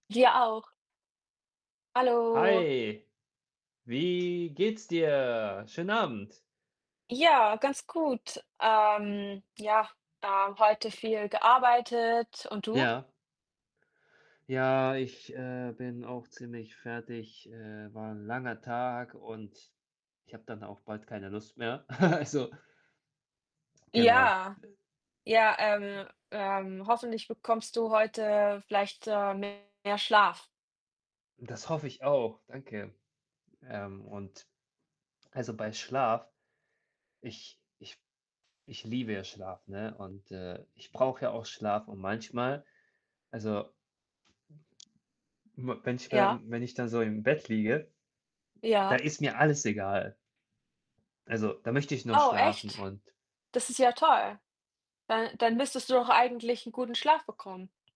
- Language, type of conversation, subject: German, unstructured, Sollte man persönliche Vorteile über das Gemeinwohl stellen?
- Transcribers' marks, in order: drawn out: "Hallo"; other background noise; drawn out: "Wie"; drawn out: "dir?"; chuckle; laughing while speaking: "Also"; drawn out: "Ja"; other noise; distorted speech; static